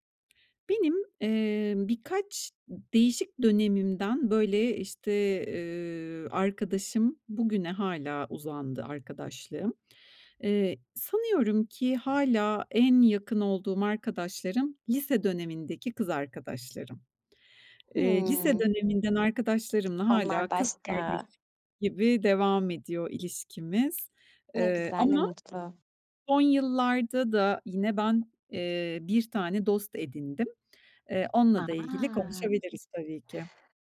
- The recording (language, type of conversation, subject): Turkish, podcast, Uzun süren arkadaşlıkları nasıl canlı tutarsın?
- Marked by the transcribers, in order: tapping; other noise